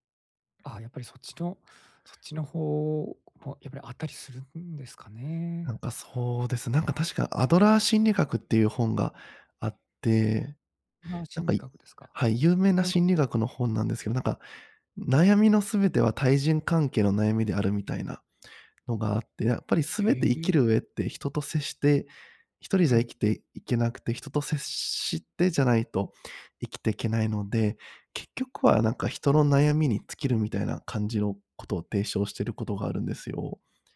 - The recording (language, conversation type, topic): Japanese, advice, 年齢による体力低下にどう向き合うか悩んでいる
- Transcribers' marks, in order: none